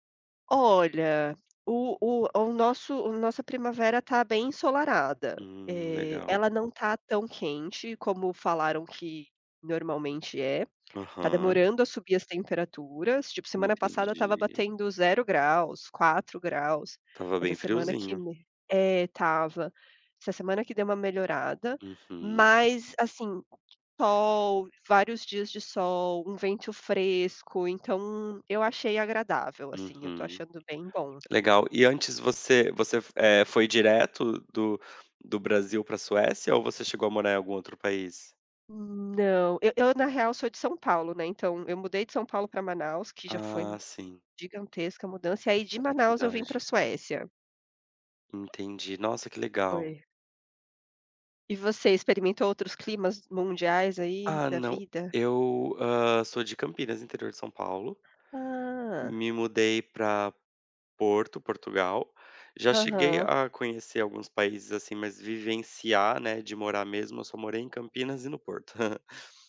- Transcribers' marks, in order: giggle
- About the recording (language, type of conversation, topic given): Portuguese, unstructured, Como você equilibra trabalho e lazer no seu dia?